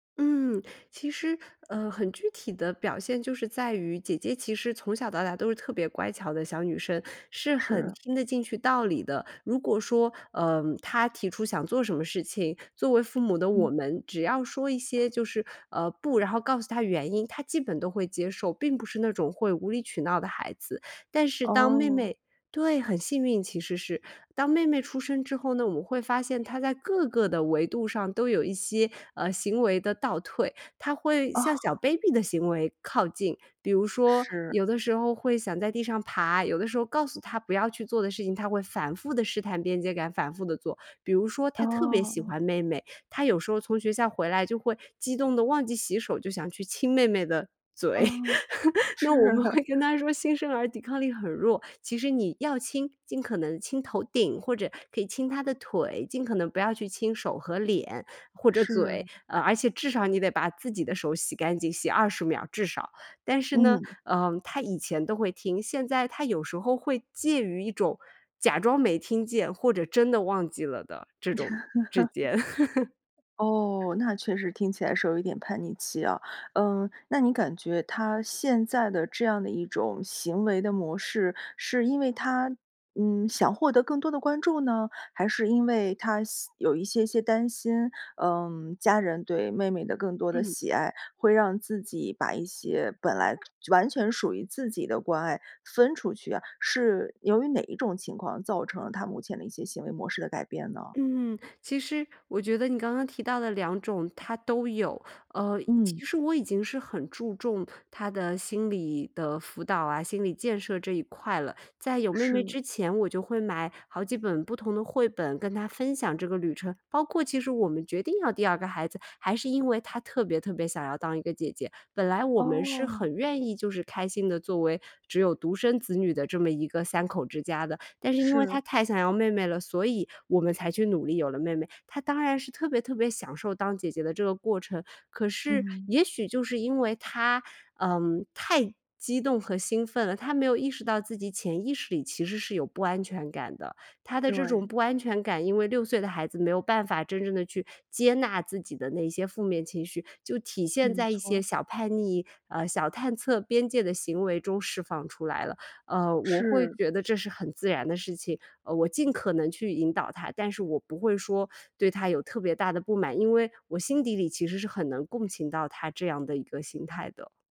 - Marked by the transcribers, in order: laughing while speaking: "是"; laughing while speaking: "嘴"; laugh; laugh
- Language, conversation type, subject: Chinese, podcast, 当父母后，你的生活有哪些变化？